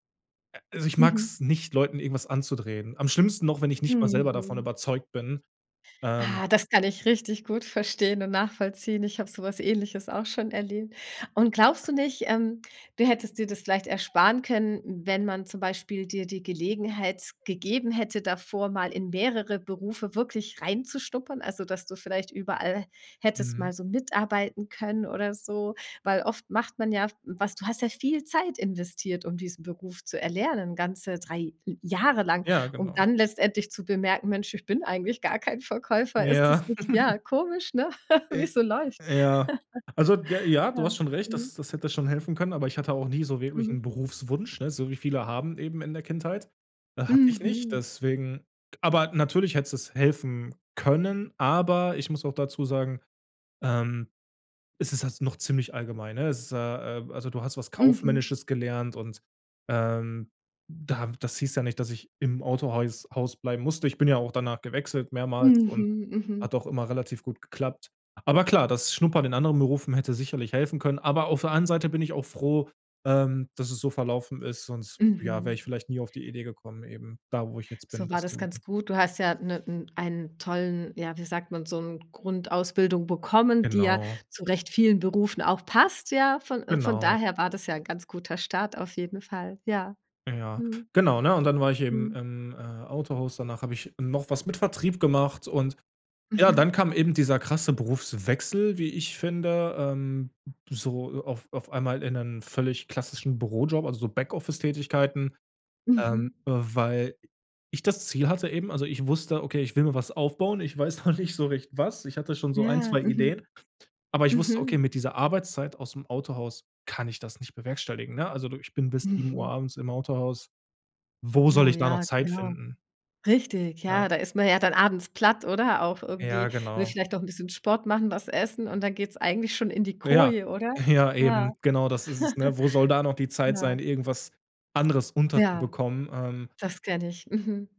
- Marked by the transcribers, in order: other background noise; giggle; chuckle; laughing while speaking: "noch nicht"; laughing while speaking: "Ja"; chuckle
- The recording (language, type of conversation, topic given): German, podcast, Wie ist dein größter Berufswechsel zustande gekommen?